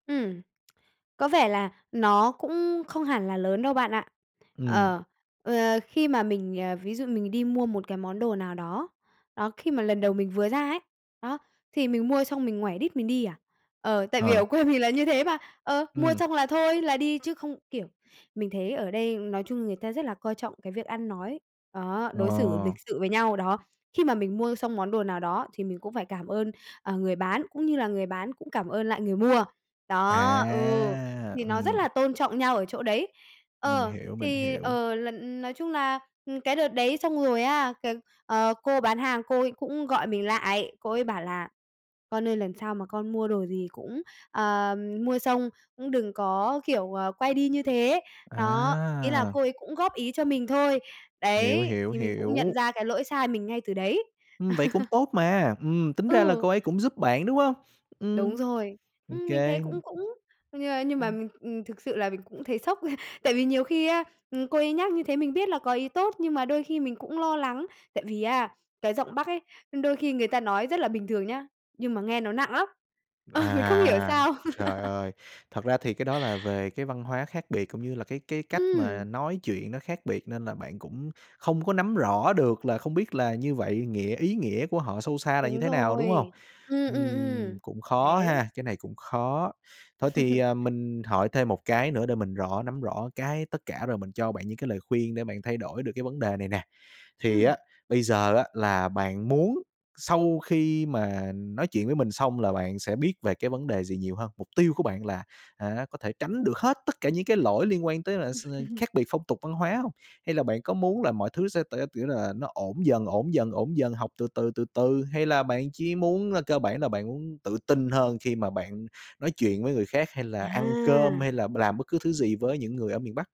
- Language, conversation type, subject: Vietnamese, advice, Làm sao để vượt qua cảm giác bối rối trước phong tục văn hóa khác và bớt sợ làm sai?
- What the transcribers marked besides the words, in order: tapping; other background noise; drawn out: "À!"; drawn out: "À!"; laugh; chuckle; laughing while speaking: "Ờ"; laugh; laugh; chuckle